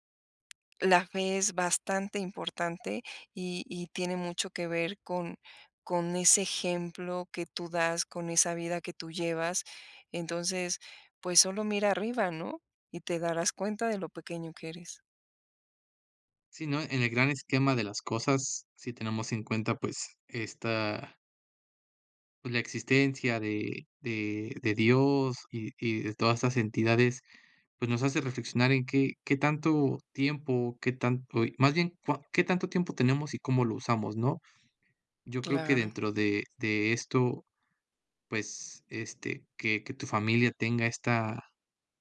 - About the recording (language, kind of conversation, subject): Spanish, podcast, ¿Cómo piden disculpas en tu hogar?
- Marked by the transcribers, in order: none